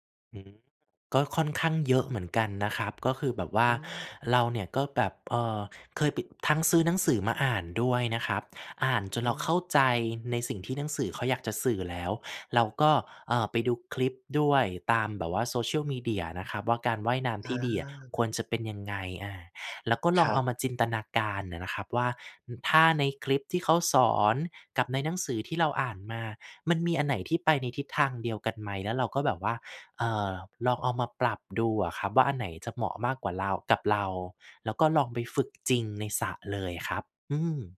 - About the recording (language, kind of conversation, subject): Thai, podcast, เริ่มเรียนรู้ทักษะใหม่ตอนเป็นผู้ใหญ่ คุณเริ่มต้นอย่างไร?
- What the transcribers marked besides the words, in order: none